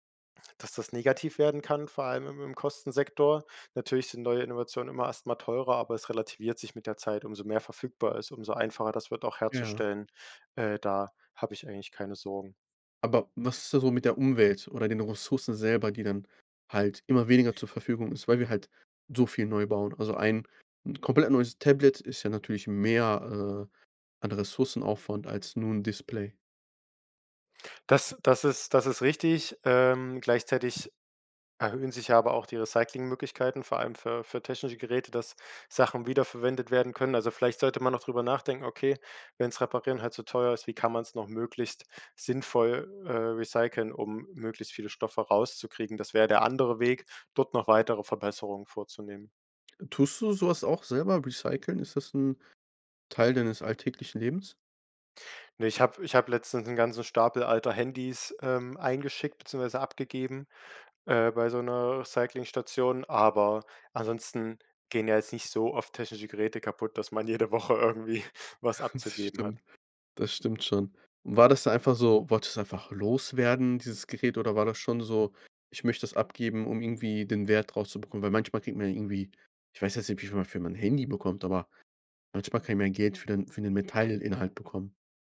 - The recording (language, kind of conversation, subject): German, podcast, Was hältst du davon, Dinge zu reparieren, statt sie wegzuwerfen?
- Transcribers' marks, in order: other noise; stressed: "so"; laughing while speaking: "dass man jede Woche irgendwie"; laughing while speaking: "Das stimmt"